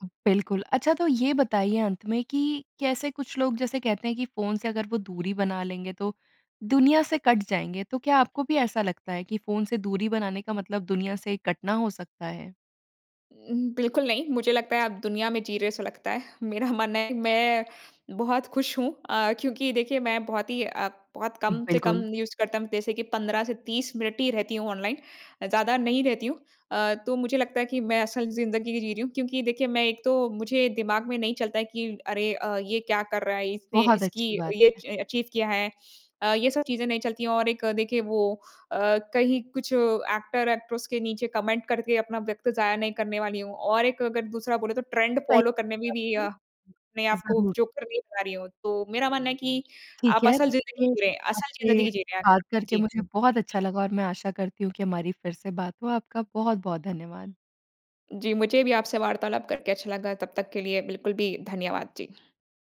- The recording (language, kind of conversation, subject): Hindi, podcast, आप फ़ोन या सोशल मीडिया से अपना ध्यान भटकने से कैसे रोकते हैं?
- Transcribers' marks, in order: laughing while speaking: "मानना है कि"; in English: "यूज़"; in English: "एक्टर, एक्ट्रेस"; in English: "ट्रेंड"; other background noise; other noise; horn